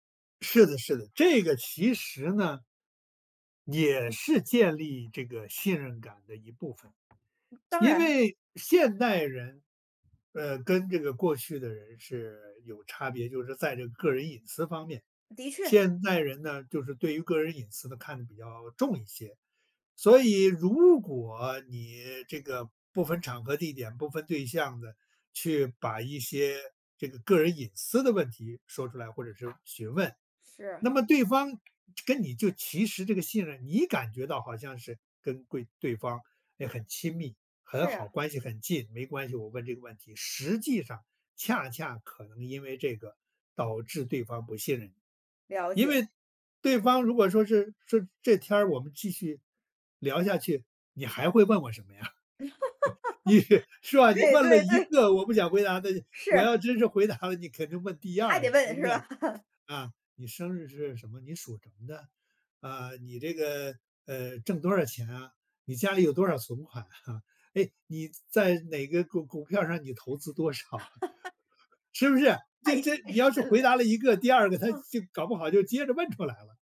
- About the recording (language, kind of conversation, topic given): Chinese, podcast, 你如何在对话中创造信任感？
- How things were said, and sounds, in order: tapping; other noise; other background noise; laugh; laughing while speaking: "你是 是吧，你问了一个我不想回答的，我要真是回答了"; laugh; laughing while speaking: "对 对 对"; joyful: "还得问"; laugh; laughing while speaking: "啊？"; laughing while speaking: "多少啊？"; laugh; laughing while speaking: "太 太 太深了，嗯"